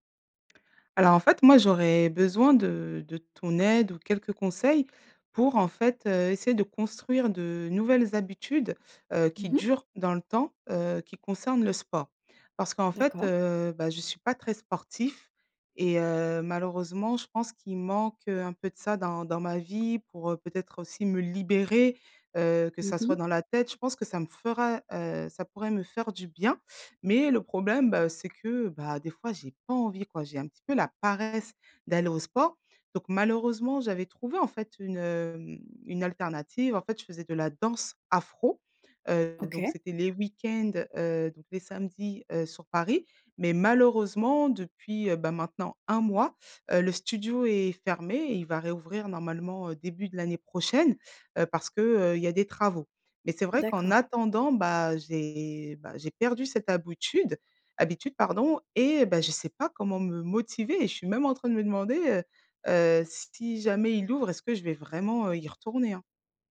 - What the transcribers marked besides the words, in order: tapping; stressed: "libérer"; stressed: "paresse"; stressed: "afro"; "habitude-" said as "haboutude"
- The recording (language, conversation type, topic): French, advice, Comment remplacer mes mauvaises habitudes par de nouvelles routines durables sans tout changer brutalement ?